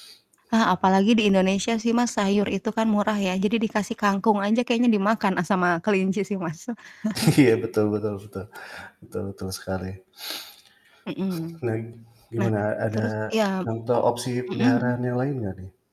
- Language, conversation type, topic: Indonesian, unstructured, Bagaimana cara memilih hewan peliharaan yang cocok untuk keluarga?
- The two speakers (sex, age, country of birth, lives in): female, 35-39, Indonesia, Indonesia; male, 40-44, Indonesia, Indonesia
- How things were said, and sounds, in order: static; other background noise; tapping; laughing while speaking: "Iya, betul betul betul"; chuckle; laughing while speaking: "Menarik"